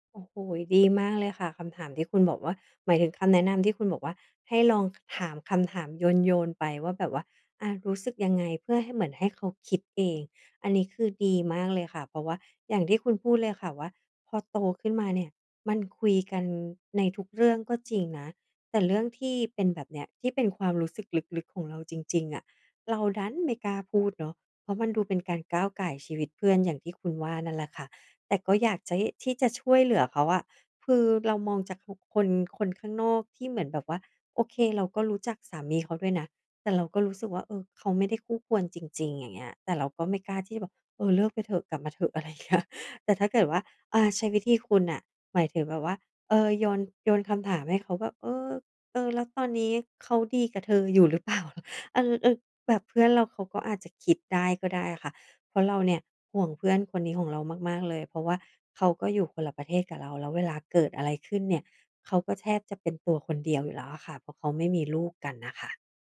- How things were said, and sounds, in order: laughing while speaking: "อะไรอย่างเงี้ย"; laughing while speaking: "เปล่า ?"
- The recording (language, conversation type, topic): Thai, advice, ฉันจะทำอย่างไรเพื่อสร้างมิตรภาพที่ลึกซึ้งในวัยผู้ใหญ่?